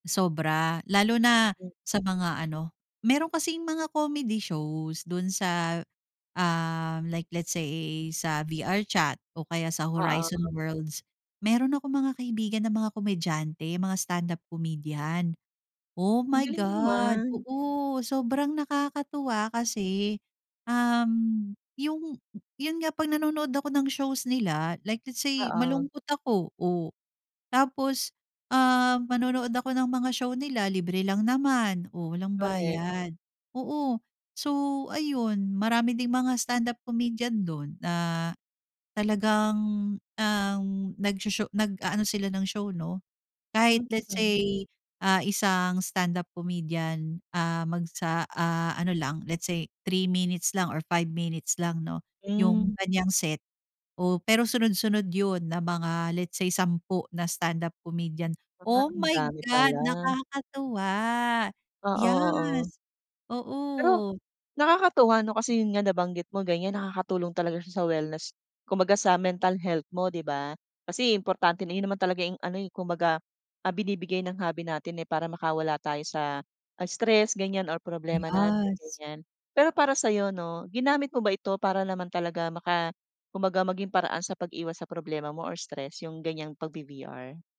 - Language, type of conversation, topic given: Filipino, podcast, Paano nakakatulong ang libangan mo sa kalusugan ng isip mo?
- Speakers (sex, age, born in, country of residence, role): female, 35-39, Philippines, Philippines, guest; female, 40-44, Philippines, Philippines, host
- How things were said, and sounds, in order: other background noise; "yes" said as "Yas"; "Yes" said as "Yas"